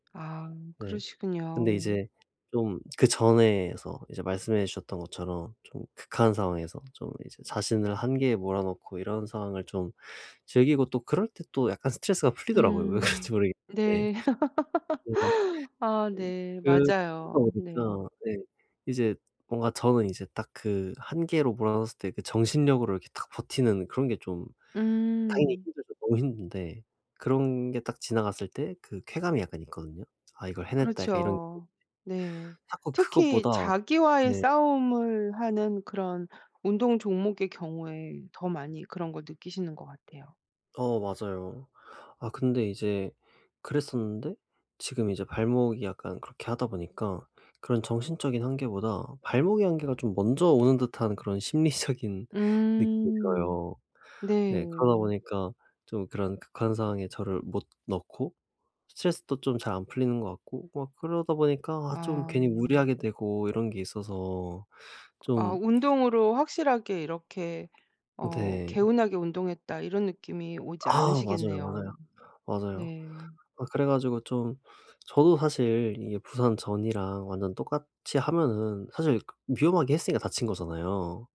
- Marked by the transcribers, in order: tapping; laughing while speaking: "왜 그런지"; laugh; unintelligible speech; laughing while speaking: "심리적인"; other background noise; "부상" said as "부산"
- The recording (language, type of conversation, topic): Korean, advice, 부상이나 좌절 후 운동 목표를 어떻게 현실적으로 재설정하고 기대치를 조정할 수 있을까요?